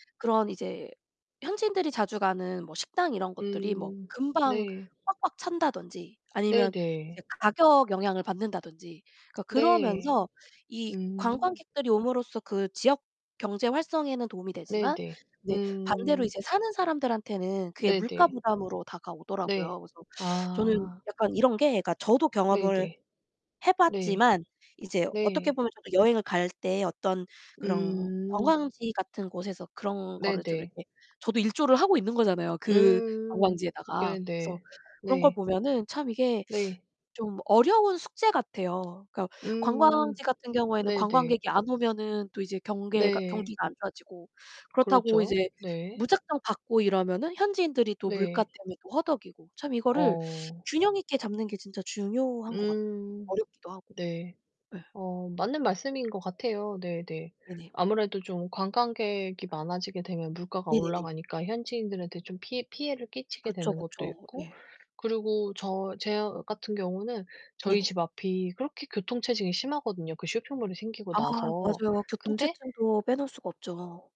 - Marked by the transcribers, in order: tapping; other background noise; teeth sucking; teeth sucking
- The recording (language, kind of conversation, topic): Korean, unstructured, 관광객으로 여행하면서 죄책감 같은 감정을 느낀 적이 있나요?